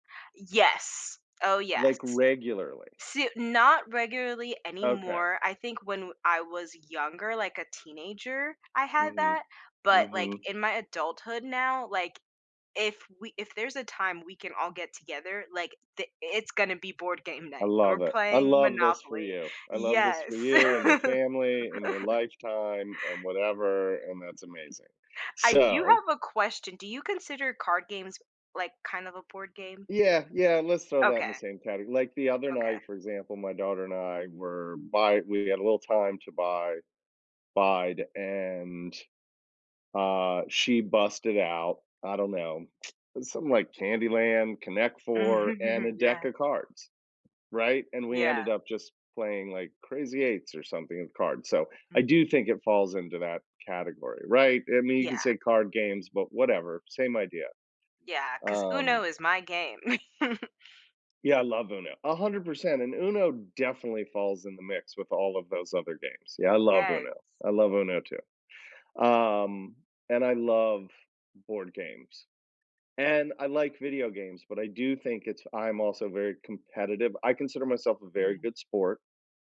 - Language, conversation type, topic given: English, unstructured, How do video games and board games shape our social experiences and connections?
- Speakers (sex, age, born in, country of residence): female, 30-34, United States, United States; male, 55-59, United States, United States
- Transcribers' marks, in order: laugh; other background noise; tsk; laughing while speaking: "Mhm"; tapping; chuckle